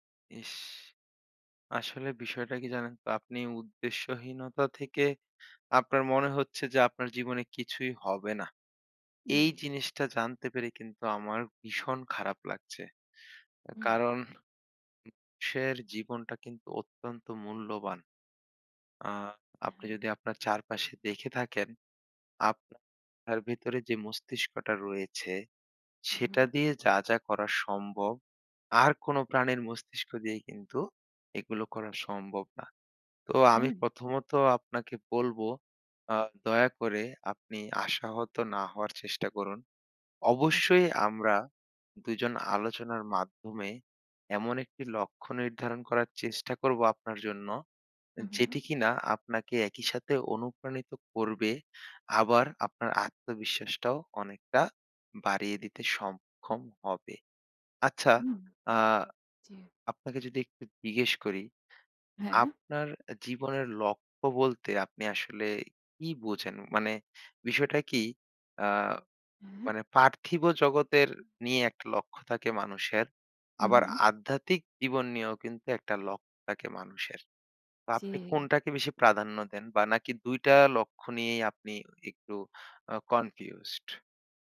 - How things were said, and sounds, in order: sad: "এই জিনিসটা জানতে পেরে কিন্তু আমার ভীষণ খারাপ লাগছে"; in English: "কনফিউজড?"
- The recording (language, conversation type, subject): Bengali, advice, জীবনে স্থায়ী লক্ষ্য না পেয়ে কেন উদ্দেশ্যহীনতা অনুভব করছেন?